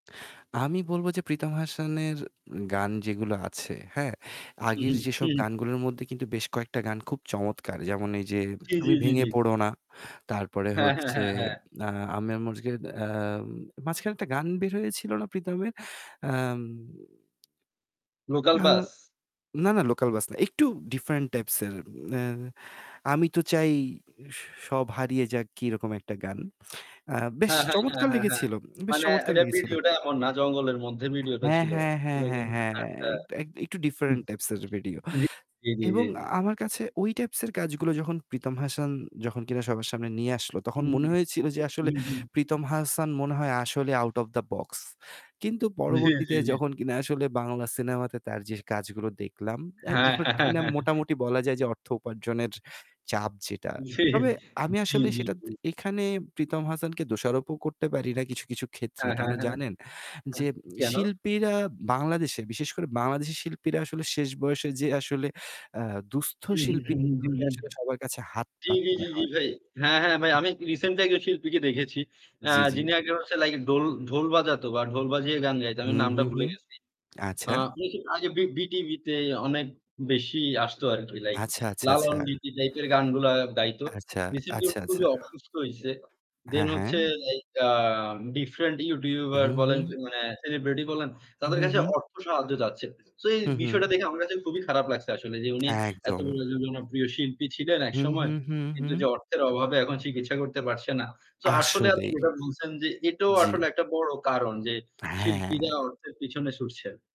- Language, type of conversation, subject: Bengali, unstructured, গানশিল্পীরা কি এখন শুধু অর্থের পেছনে ছুটছেন?
- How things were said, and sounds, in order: static; tapping; unintelligible speech; other background noise; laughing while speaking: "জ্বী"; unintelligible speech; chuckle; laughing while speaking: "জী"; distorted speech; unintelligible speech